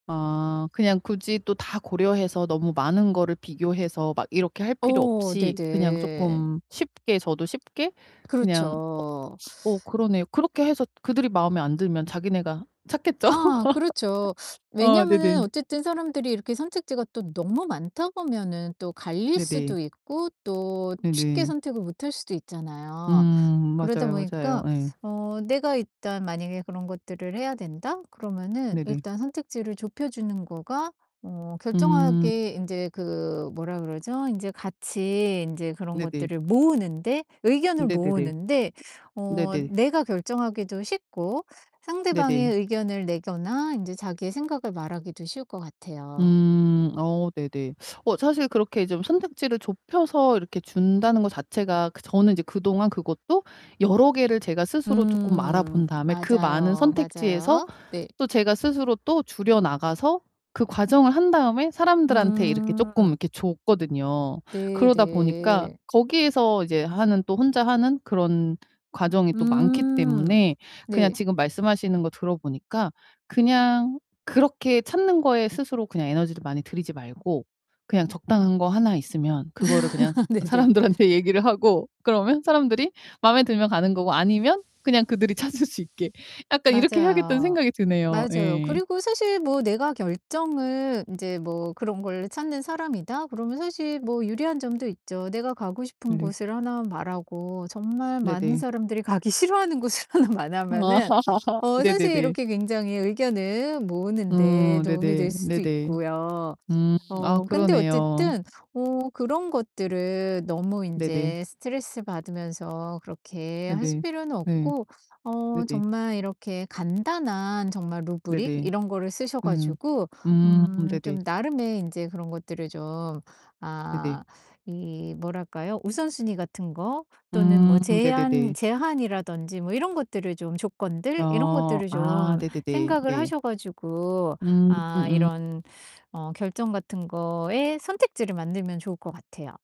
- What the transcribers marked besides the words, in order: distorted speech; other background noise; laughing while speaking: "찾겠죠?"; laugh; tapping; laughing while speaking: "사람들한테 얘기를 하고 그러면"; laugh; laughing while speaking: "네네"; static; laughing while speaking: "찾을 수 있게"; laughing while speaking: "곳을 하나 말하면은"; laughing while speaking: "아"; laugh; in English: "루브릭"
- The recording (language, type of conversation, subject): Korean, advice, 결정 피로를 줄이면서 스타트업에서 우선순위를 어떻게 정하면 좋을까요?